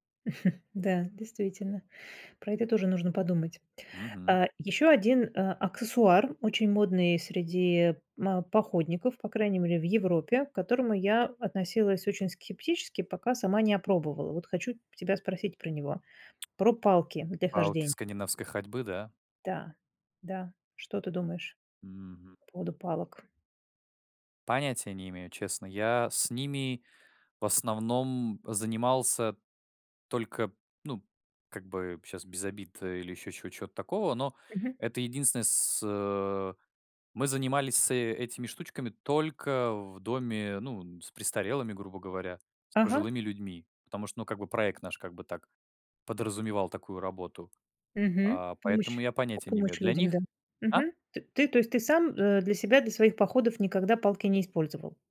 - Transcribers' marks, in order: chuckle; tapping
- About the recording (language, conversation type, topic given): Russian, podcast, Как подготовиться к однодневному походу, чтобы всё прошло гладко?